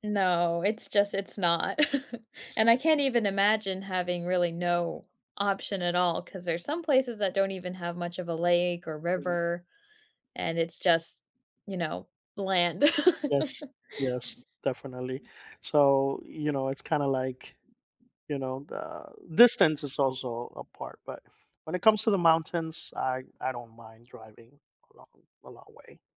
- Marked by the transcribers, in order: laugh; other background noise; other noise; laugh; tapping
- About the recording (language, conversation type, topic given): English, unstructured, What factors influence your choice between a beach day and a mountain retreat?
- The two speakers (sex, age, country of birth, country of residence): female, 25-29, United States, United States; male, 45-49, United States, United States